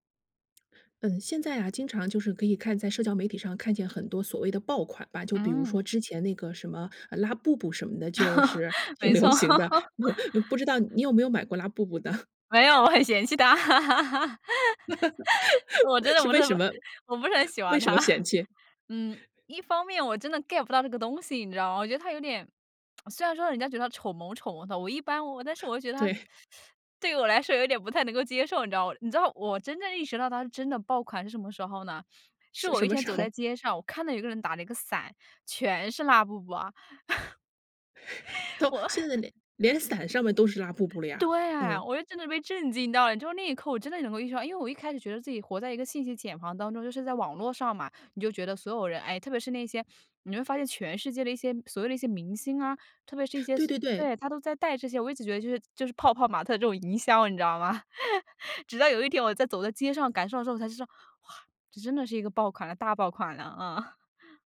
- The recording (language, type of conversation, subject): Chinese, podcast, 你怎么看待“爆款”文化的兴起？
- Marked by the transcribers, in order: laugh; laughing while speaking: "没错"; laughing while speaking: "挺流行的"; chuckle; laugh; laughing while speaking: "呢？"; laughing while speaking: "没有，我很嫌弃它"; laugh; in English: "get"; lip smack; chuckle; teeth sucking; joyful: "对于我来说有点不太能够接受，你知道哇"; laughing while speaking: "候？"; chuckle; laugh; laughing while speaking: "我"; chuckle; chuckle